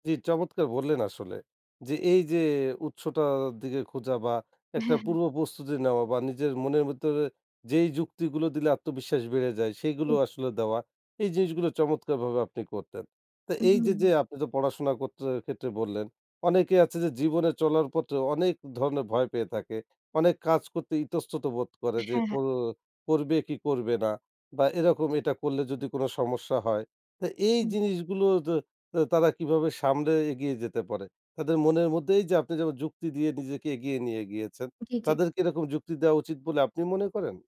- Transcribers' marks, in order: none
- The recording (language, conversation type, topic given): Bengali, podcast, ভয় আর যুক্তিকে তুমি কীভাবে সামলে চলো?